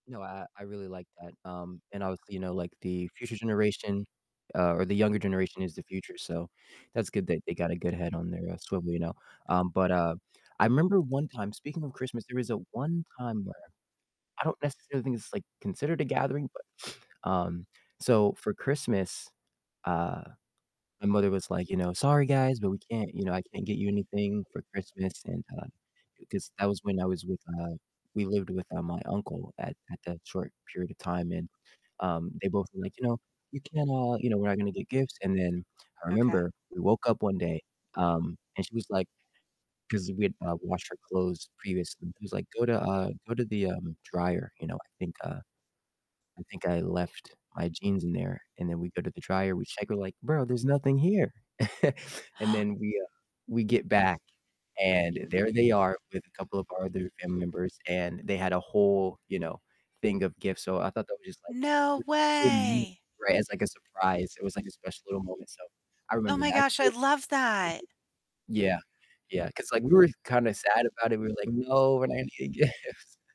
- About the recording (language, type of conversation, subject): English, unstructured, What makes a family gathering special for you?
- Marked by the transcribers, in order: other background noise; tapping; static; gasp; chuckle; distorted speech; music; unintelligible speech; laughing while speaking: "gifts"